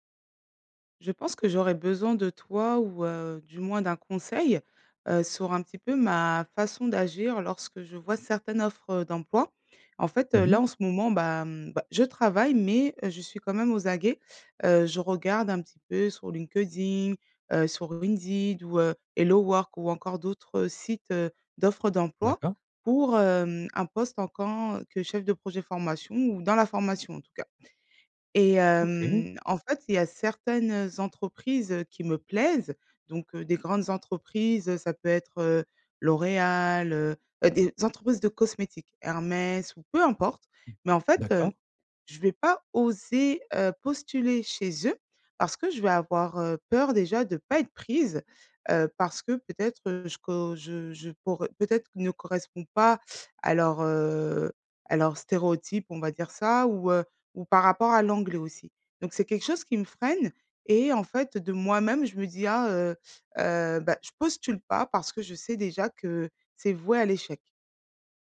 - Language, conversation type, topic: French, advice, Comment puis-je surmonter ma peur du rejet et me décider à postuler à un emploi ?
- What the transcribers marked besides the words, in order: other background noise; stressed: "conseil"; tapping; drawn out: "hem"